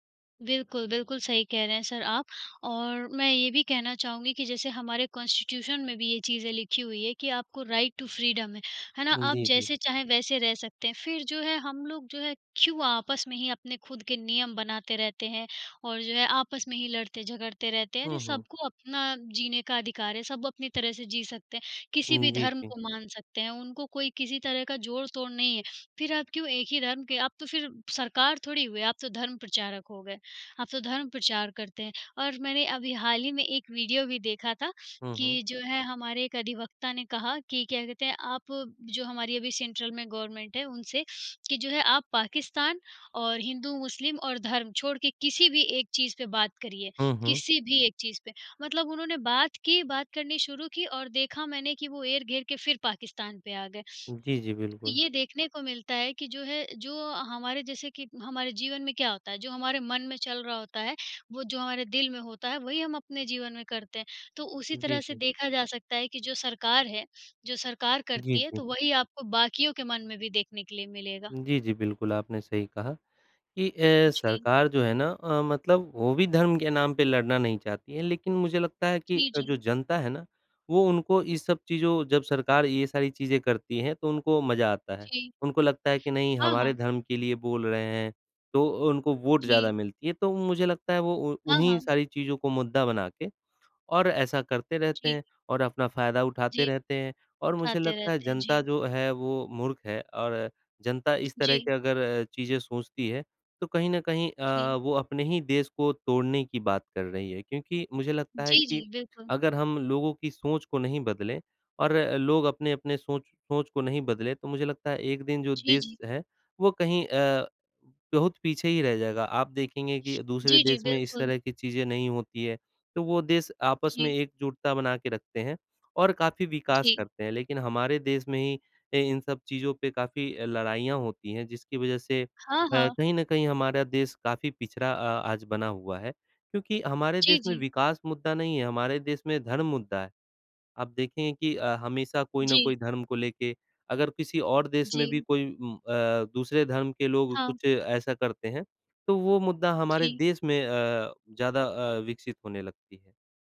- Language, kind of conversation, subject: Hindi, unstructured, धर्म के नाम पर लोग क्यों लड़ते हैं?
- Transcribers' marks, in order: in English: "कांस्टीट्यूशन"; in English: "राइट टू फ्रीडम"; tapping; other background noise; in English: "सेंट्रल"; in English: "गवर्नमेंट"